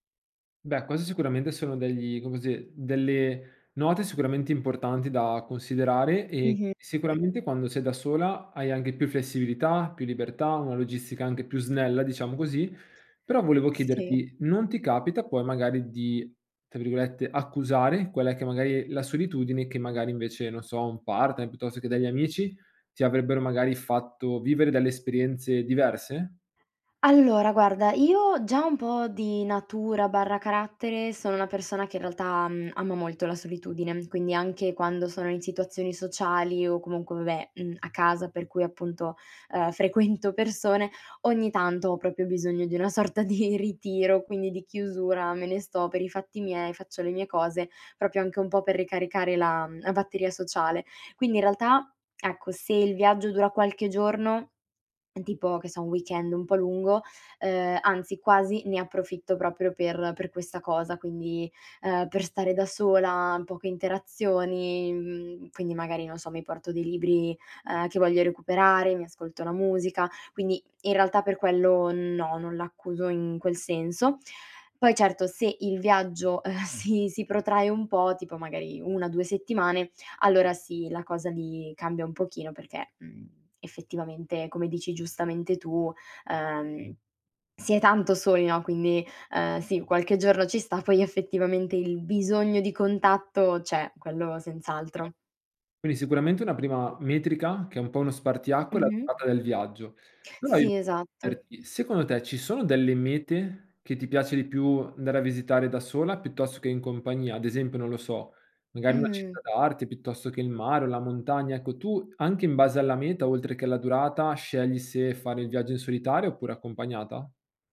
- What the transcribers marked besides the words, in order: "questi" said as "quesi"; other background noise; laughing while speaking: "frequento"; "proprio" said as "propio"; laughing while speaking: "sorta di ritiro"; "proprio" said as "propio"; "proprio" said as "propio"; background speech; "Quindi" said as "quini"
- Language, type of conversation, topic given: Italian, podcast, Come ti prepari prima di un viaggio in solitaria?